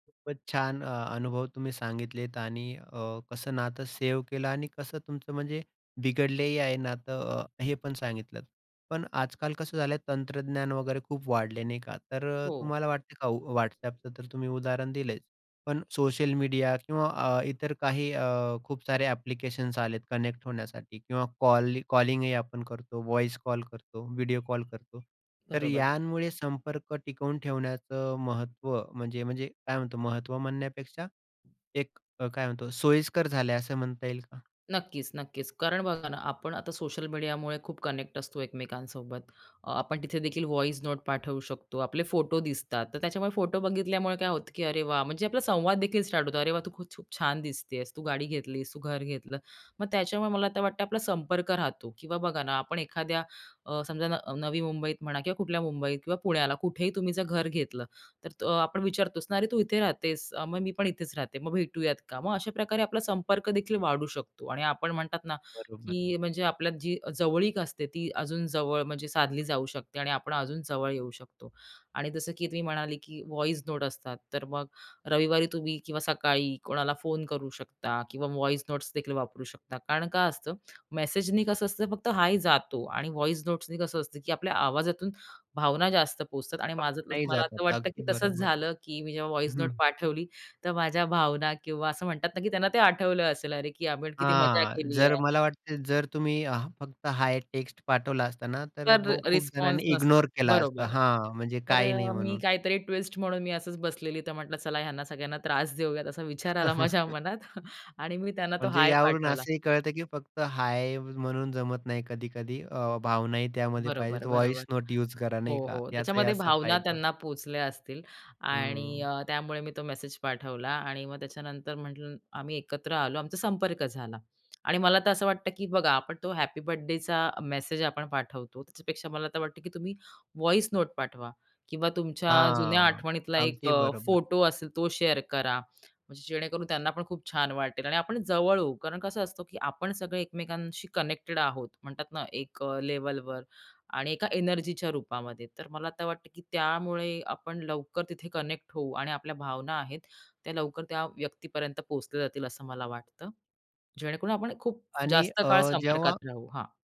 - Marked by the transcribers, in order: other background noise; in English: "कनेक्ट"; tapping; in English: "कनेक्ट"; in English: "व्हॉईस नोट"; in English: "व्हॉईस नोट"; in English: "व्हॉईस नोट्सदेखील"; in English: "वॉईस नोट्सनी"; unintelligible speech; in English: "व्हॉईस नोट"; in English: "ट्विस्ट"; chuckle; in English: "व्हॉईस नोट"; in English: "व्हॉईस नोट"; in English: "शेअर"; in English: "कनेक्टेड"; in English: "कनेक्ट"
- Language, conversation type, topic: Marathi, podcast, संपर्क टिकवून ठेवण्यासाठी तुम्ही काय करता?